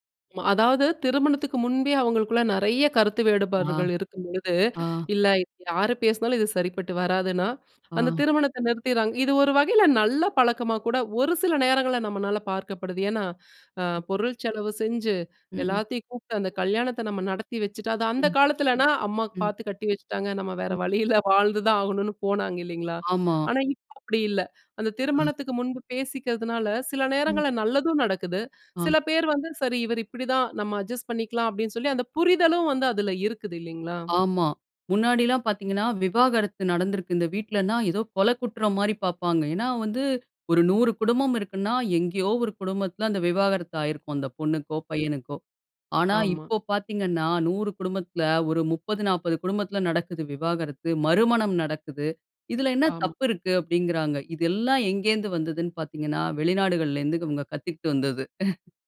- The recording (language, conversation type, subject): Tamil, podcast, திருமணத்தைப் பற்றி குடும்பத்தின் எதிர்பார்ப்புகள் என்னென்ன?
- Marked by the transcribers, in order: "வேறுபாடுகள்" said as "வேடுபாடுகள்"; other noise; chuckle; in English: "அட்ஜஸ்ட்"; chuckle